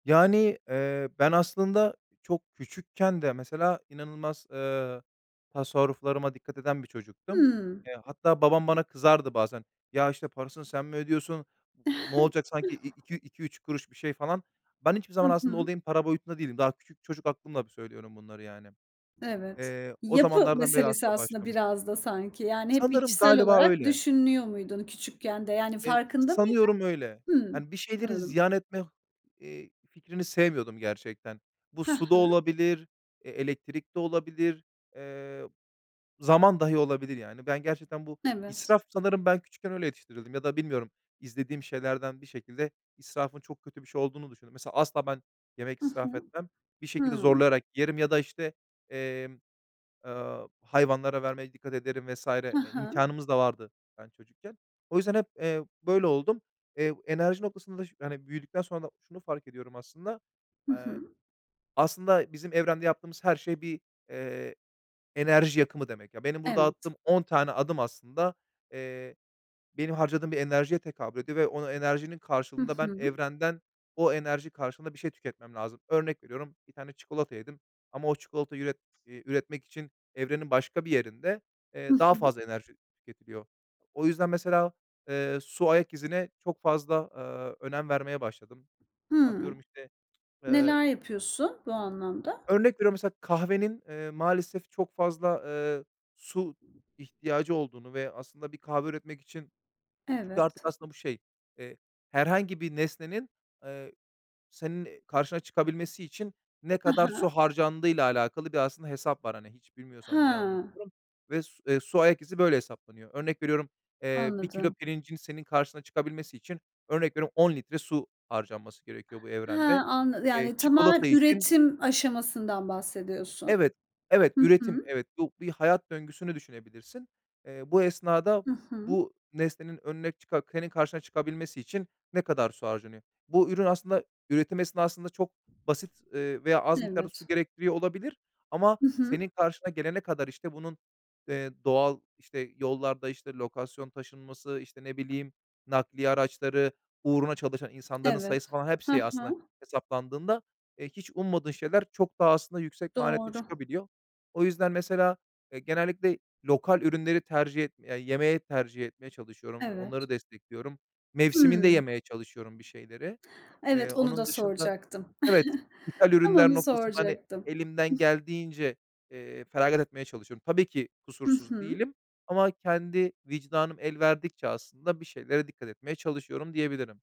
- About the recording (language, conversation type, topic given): Turkish, podcast, Sürdürülebilir bir yaşam için atabileceğimiz en kolay adımlar nelerdir?
- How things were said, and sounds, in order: chuckle; other background noise; tapping; chuckle; other noise